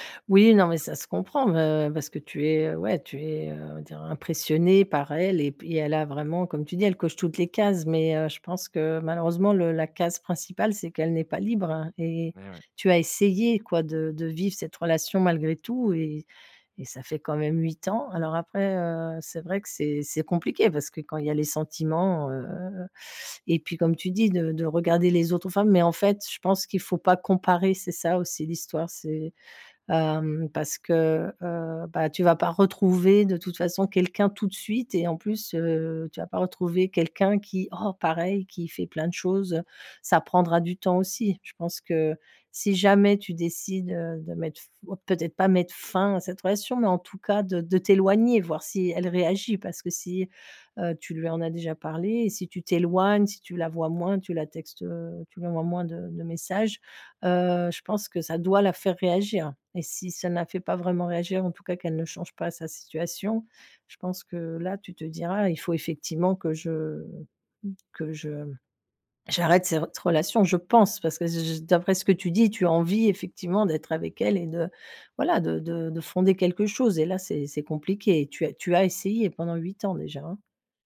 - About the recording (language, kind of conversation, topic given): French, advice, Comment mettre fin à une relation de longue date ?
- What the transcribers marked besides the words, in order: drawn out: "heu"; stressed: "heu,ouais"; drawn out: "heu"; drawn out: "heu"; stressed: "comparer"; stressed: "oh"; stressed: "t'éloigner"; drawn out: "heu"; stressed: "doit"; drawn out: "je"; drawn out: "je"; stressed: "j'arrête"; stressed: "voilà"